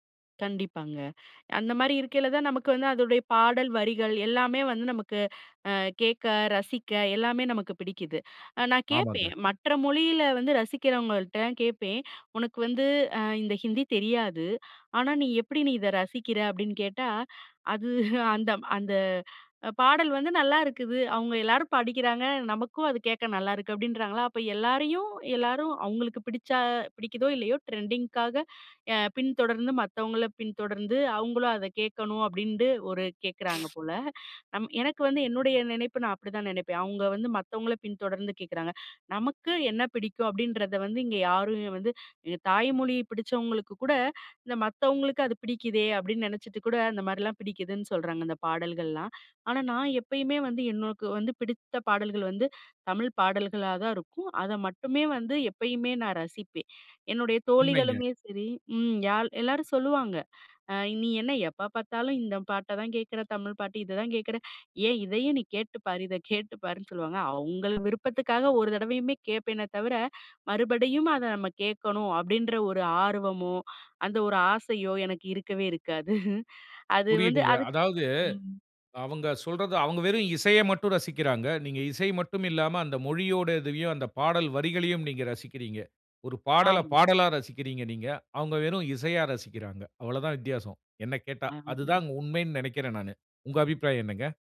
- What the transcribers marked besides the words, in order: chuckle; in English: "ட்ரெண்டிங்குக்காக"; sniff; chuckle; other background noise
- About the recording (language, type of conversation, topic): Tamil, podcast, மொழி உங்கள் பாடல்களை ரசிப்பதில் எந்த விதமாக பங்காற்றுகிறது?